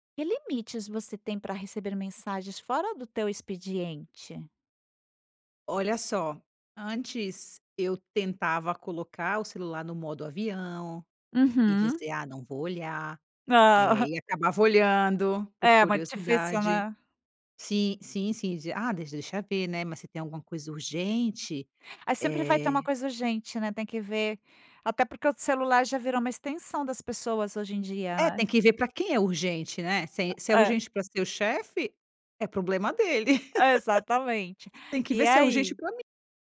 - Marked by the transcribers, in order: other noise; laugh
- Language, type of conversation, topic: Portuguese, podcast, Quais limites você estabelece para receber mensagens de trabalho fora do expediente?